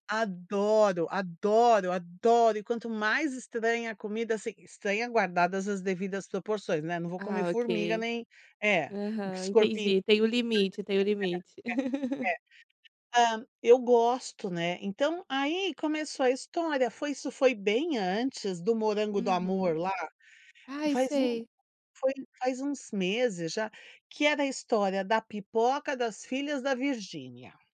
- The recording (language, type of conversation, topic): Portuguese, podcast, Como você explicaria o fenômeno dos influenciadores digitais?
- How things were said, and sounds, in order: unintelligible speech; chuckle